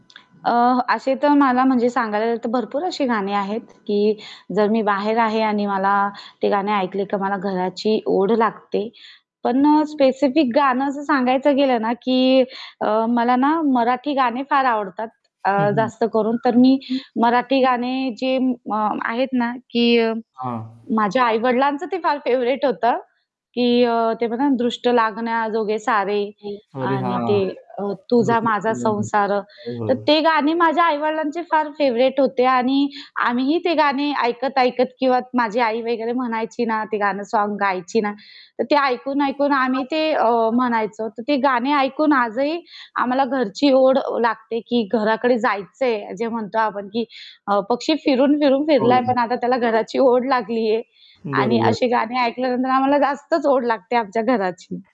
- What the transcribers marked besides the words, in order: static; alarm; other background noise; unintelligible speech; in English: "फेव्हराइट"; background speech; unintelligible speech; in English: "फेव्हराइट"
- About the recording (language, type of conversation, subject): Marathi, podcast, घरच्या आठवणी जागवणारी कोणती गाणी तुम्हाला लगेच आठवतात?
- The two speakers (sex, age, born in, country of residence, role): female, 30-34, India, India, guest; male, 25-29, India, India, host